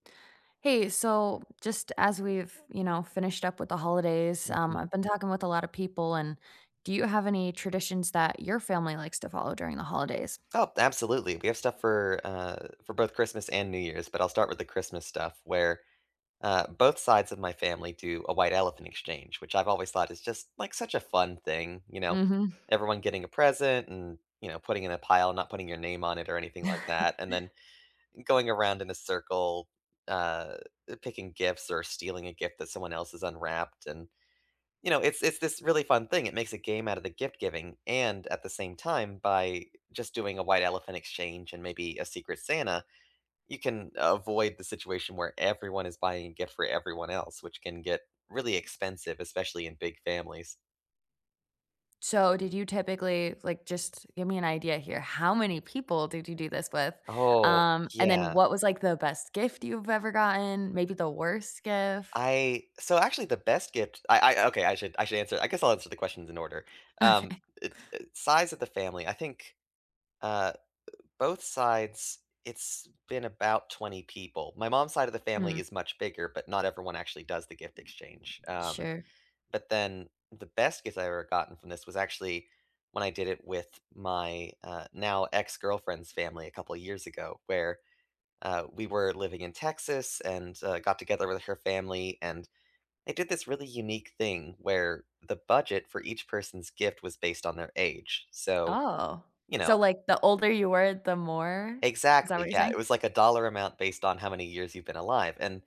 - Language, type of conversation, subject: English, unstructured, What traditions does your family follow during the holidays?
- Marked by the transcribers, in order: other background noise; chuckle; tapping; laughing while speaking: "Okay"